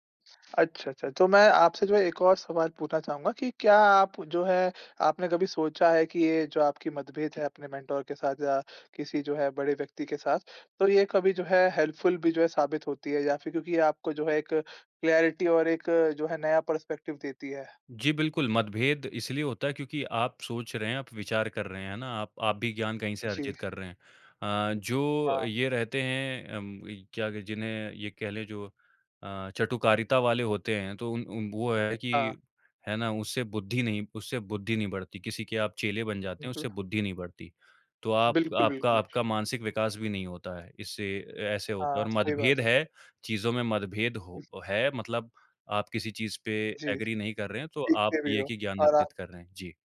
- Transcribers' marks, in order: in English: "मेंटर"; in English: "हेल्पफुल"; in English: "क्लैरिटी"; in English: "पर्सपेक्टिव"; other background noise; in English: "एग्री"
- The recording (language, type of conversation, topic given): Hindi, podcast, जब आपके मेंटर के साथ मतभेद हो, तो आप उसे कैसे सुलझाते हैं?